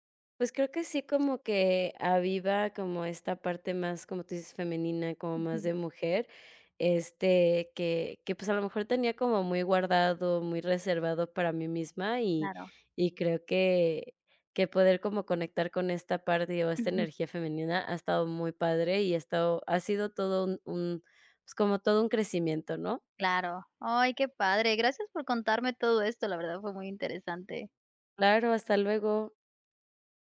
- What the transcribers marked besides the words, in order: none
- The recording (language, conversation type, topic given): Spanish, podcast, ¿Cómo describirías tu estilo personal?